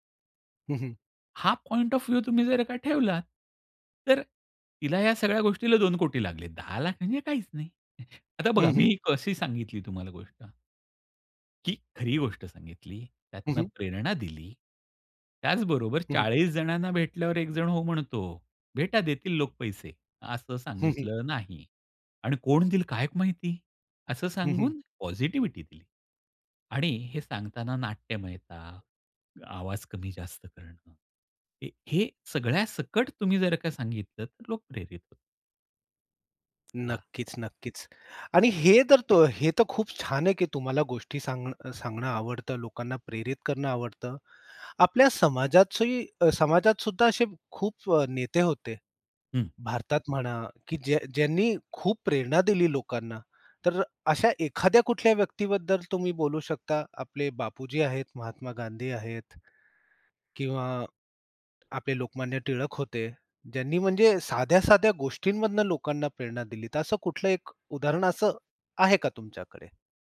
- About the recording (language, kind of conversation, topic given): Marathi, podcast, लोकांना प्रेरणा देणारी कथा तुम्ही कशी सांगता?
- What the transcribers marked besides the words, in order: in English: "पॉइंट ऑफ व्ह्यू"; tapping; in English: "पॉझिटिव्हिटी"; other background noise